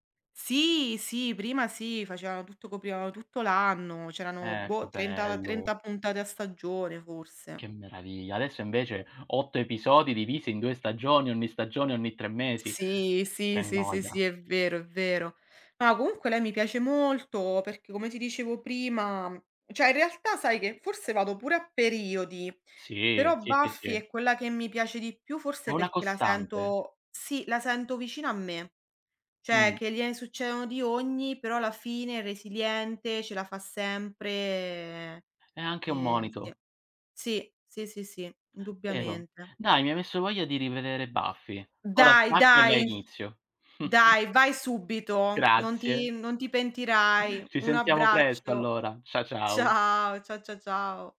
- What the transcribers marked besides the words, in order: other background noise; "cioè" said as "ceh"; "Cioè" said as "ceh"; chuckle
- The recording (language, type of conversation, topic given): Italian, unstructured, Qual è la serie TV che non ti stanchi mai di vedere?